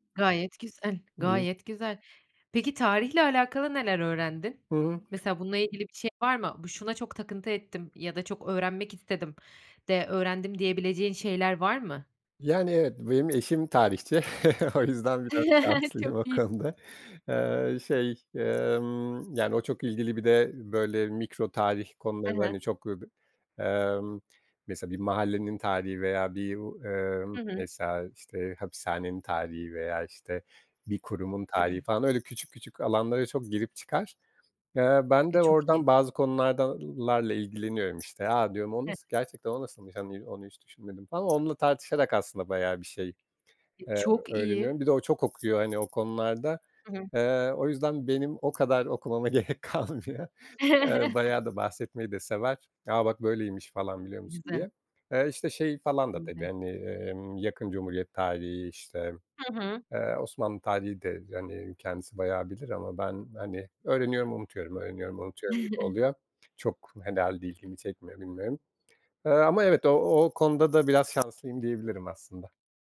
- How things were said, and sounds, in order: other background noise; tapping; chuckle; laughing while speaking: "O yüzden biraz şanslıyım o konuda"; chuckle; unintelligible speech; throat clearing; "konularla" said as "konulardalarla"; laughing while speaking: "gerek kalmıyor"; chuckle; unintelligible speech; chuckle
- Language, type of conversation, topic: Turkish, podcast, Kendi kendine öğrenmek mümkün mü, nasıl?